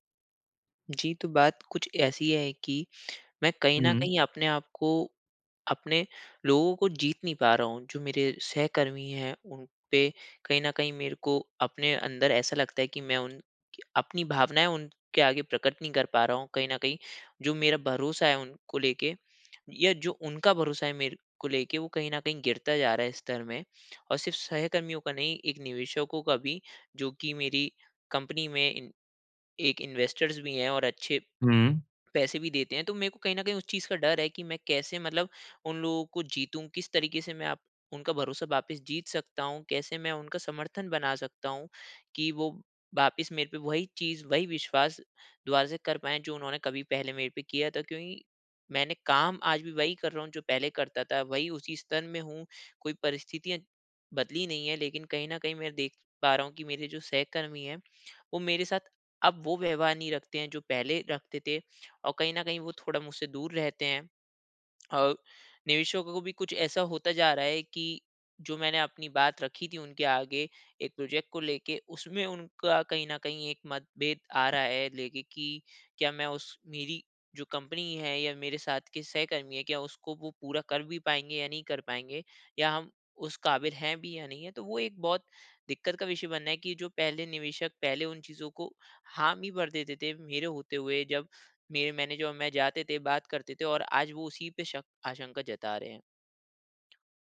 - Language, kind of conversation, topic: Hindi, advice, सहकर्मियों और निवेशकों का भरोसा और समर्थन कैसे हासिल करूँ?
- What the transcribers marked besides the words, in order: in English: "इन्वेस्टर्स"; in English: "प्रोजेक्ट"; in English: "मैनेजर"